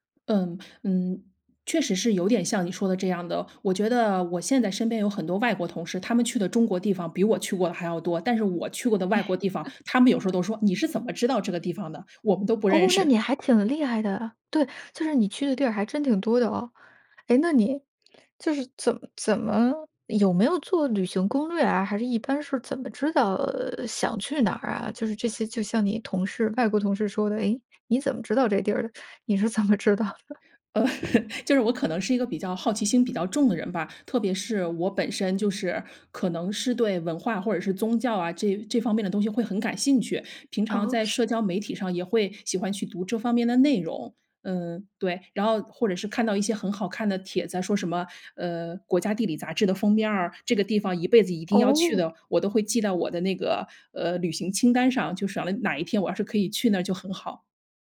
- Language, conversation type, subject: Chinese, podcast, 旅行教给你最重要的一课是什么？
- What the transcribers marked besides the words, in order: laugh; laughing while speaking: "你是怎么知道的？"; laugh; "想" said as "赏"